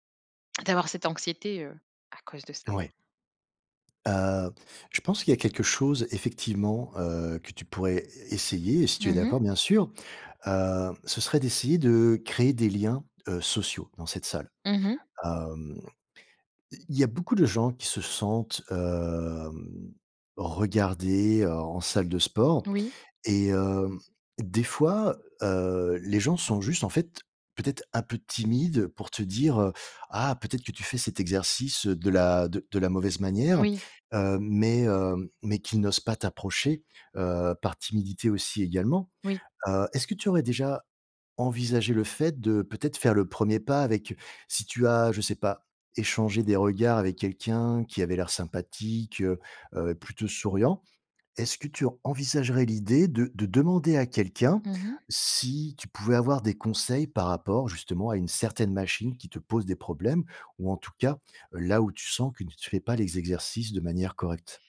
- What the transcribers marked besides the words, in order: none
- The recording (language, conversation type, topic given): French, advice, Comment gérer l’anxiété à la salle de sport liée au regard des autres ?